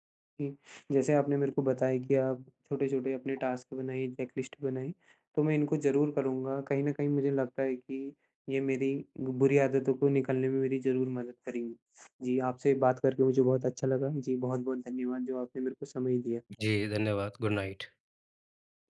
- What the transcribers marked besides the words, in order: in English: "टास्क"; in English: "चेक लिस्ट"; in English: "गुड नाइट"
- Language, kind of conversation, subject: Hindi, advice, आदतों में बदलाव